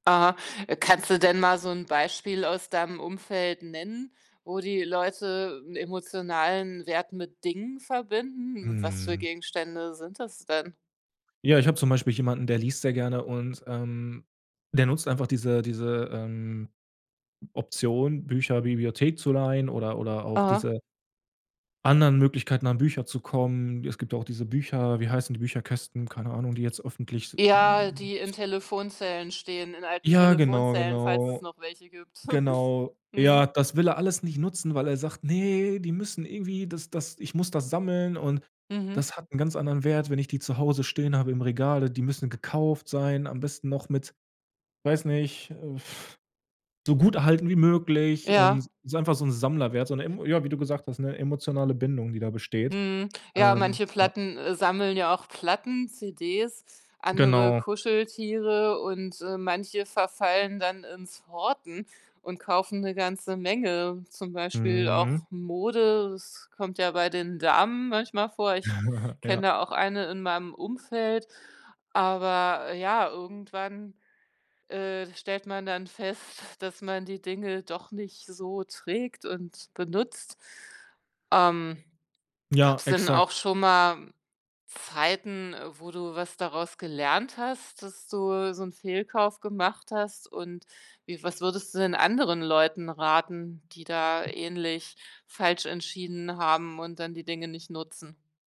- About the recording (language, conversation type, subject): German, podcast, Wie probierst du neue Dinge aus, ohne gleich alles zu kaufen?
- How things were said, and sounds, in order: chuckle; blowing; chuckle; other noise